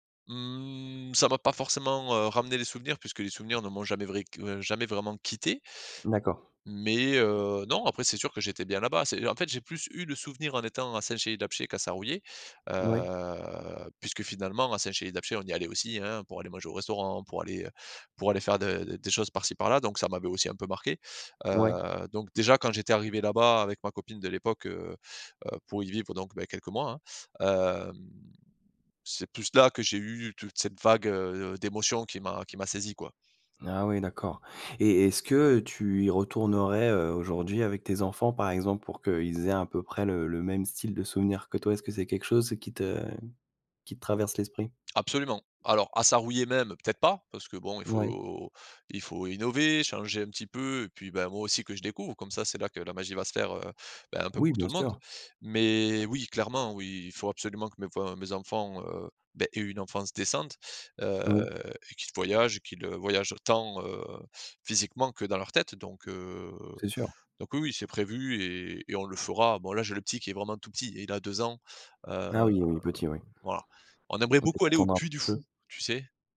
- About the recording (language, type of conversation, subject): French, podcast, Quel est ton plus beau souvenir en famille ?
- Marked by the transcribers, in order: drawn out: "Mmh"; other background noise; drawn out: "heu"; drawn out: "hem"; stressed: "pas"; stressed: "tant"; drawn out: "heu"